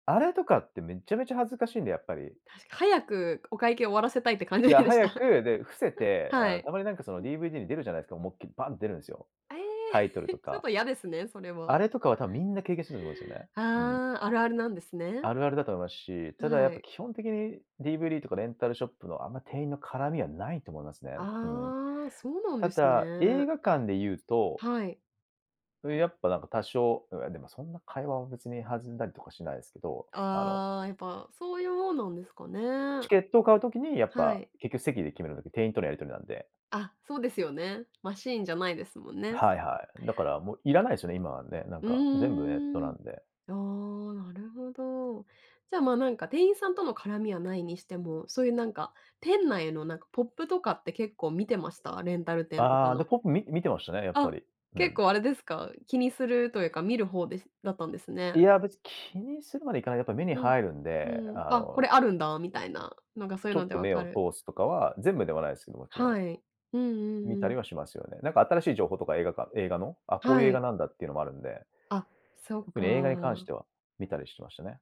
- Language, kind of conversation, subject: Japanese, podcast, 昔よく通っていた映画館やレンタル店には、どんな思い出がありますか？
- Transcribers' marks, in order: laughing while speaking: "感じでした"; other background noise; chuckle